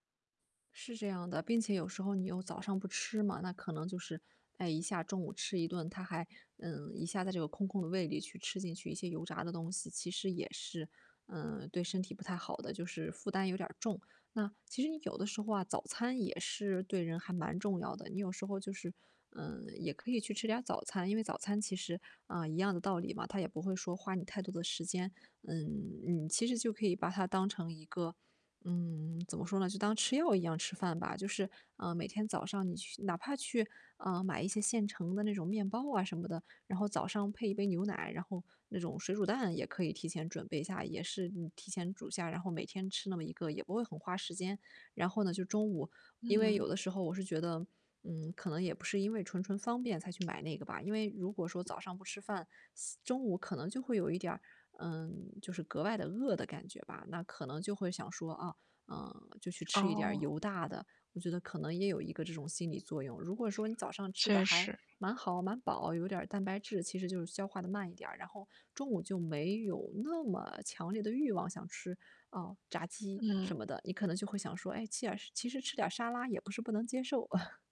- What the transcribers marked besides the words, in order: static; other background noise; chuckle
- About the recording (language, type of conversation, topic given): Chinese, advice, 我怎样才能养成更规律的饮食习惯？